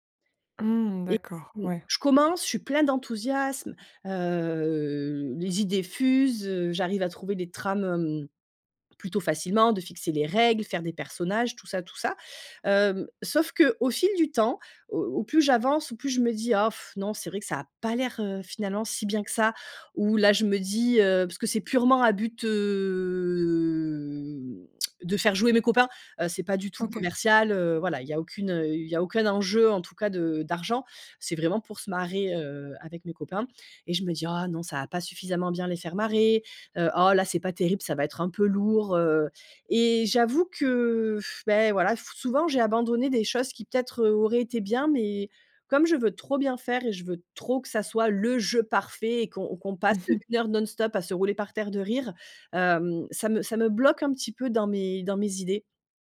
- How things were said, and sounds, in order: drawn out: "heu"; blowing; stressed: "pas"; drawn out: "hem"; blowing; stressed: "le"
- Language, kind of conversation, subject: French, advice, Comment le perfectionnisme t’empêche-t-il de terminer tes projets créatifs ?